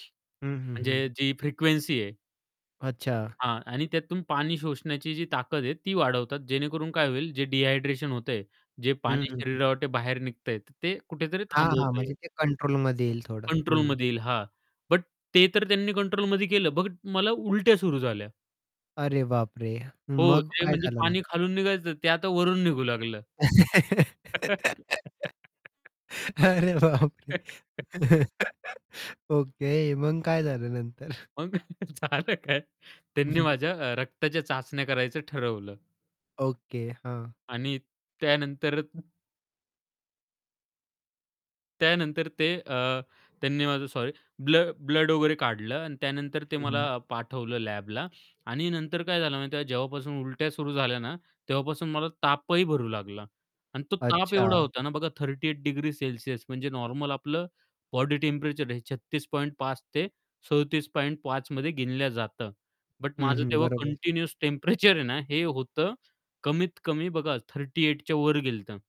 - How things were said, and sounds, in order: static; other background noise; distorted speech; tapping; laugh; laughing while speaking: "अरे, बापरे!"; laugh; chuckle; laughing while speaking: "मग झालं काय?"; chuckle; other noise; in English: "थर्टी एट"; in English: "टेम्परेचर"; in English: "कंटिन्यूअस टेम्परेचर"; laughing while speaking: "आहे ना"; in English: "थर्टी एट च्या"
- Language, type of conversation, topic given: Marathi, podcast, खाण्यामुळे आजार झाला असेल, तर तुम्ही तो कसा सांभाळला?